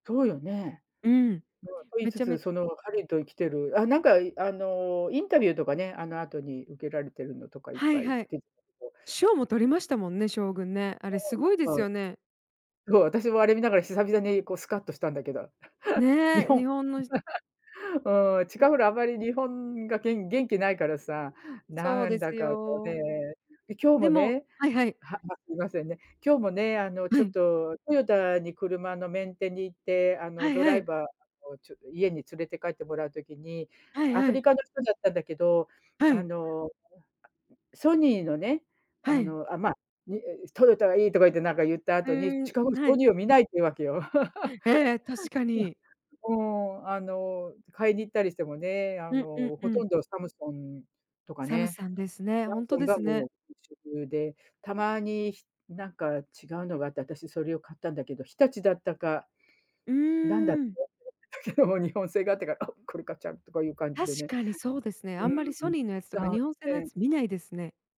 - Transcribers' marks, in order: unintelligible speech; chuckle; laughing while speaking: "日本"; unintelligible speech; chuckle; laughing while speaking: "いや、もう"; "サムソン" said as "サムサン"; unintelligible speech; laughing while speaking: "けど日本製があってから、あ、これ買っちゃうとかいう感じでね"; unintelligible speech
- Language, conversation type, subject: Japanese, unstructured, 最近観た映画で、がっかりした作品はありますか？